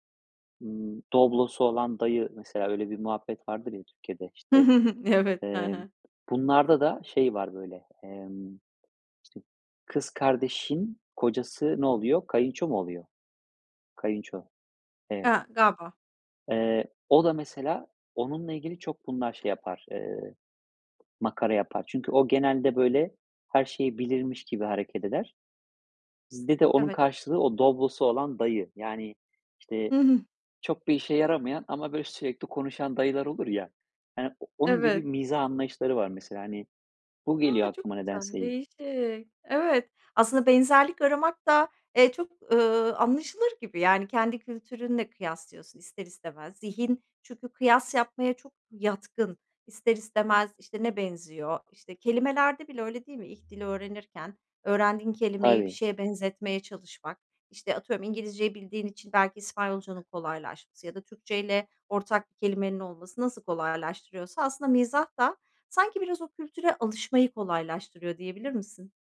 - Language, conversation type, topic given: Turkish, podcast, İki dili bir arada kullanmak sana ne kazandırdı, sence?
- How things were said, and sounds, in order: chuckle; chuckle